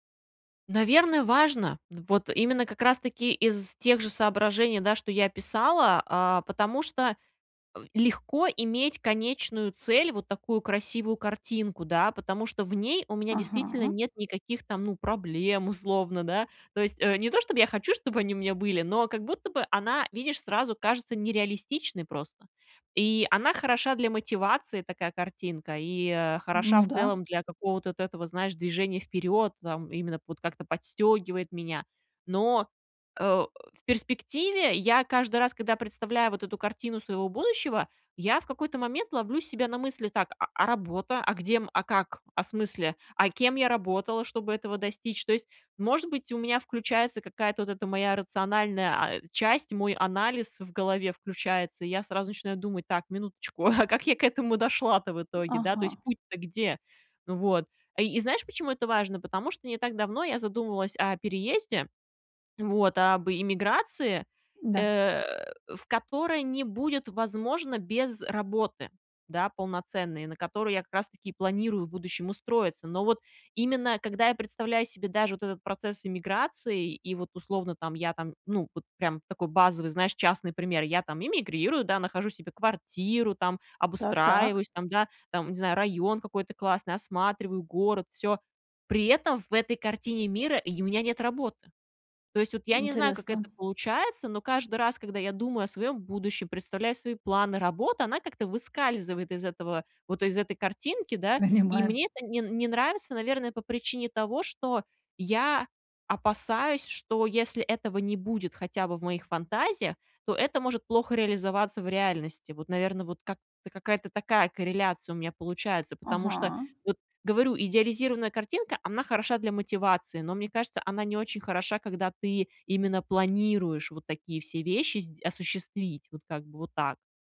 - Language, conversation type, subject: Russian, advice, Как мне найти дело или движение, которое соответствует моим ценностям?
- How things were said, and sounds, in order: chuckle; tapping; laughing while speaking: "Понимаю"